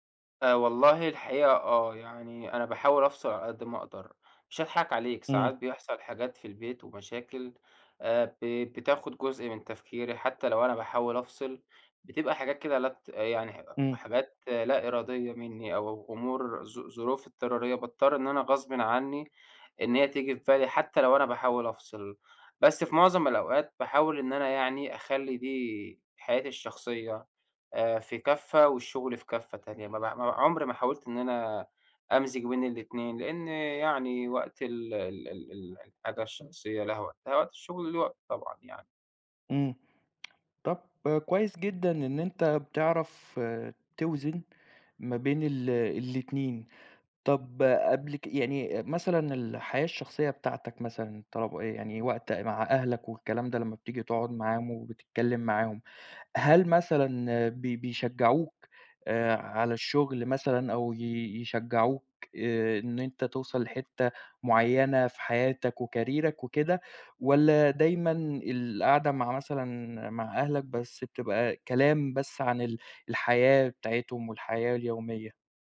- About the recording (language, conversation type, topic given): Arabic, podcast, إزاي بتوازن بين الشغل وحياتك الشخصية؟
- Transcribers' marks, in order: horn; tapping; in English: "وكاريرك"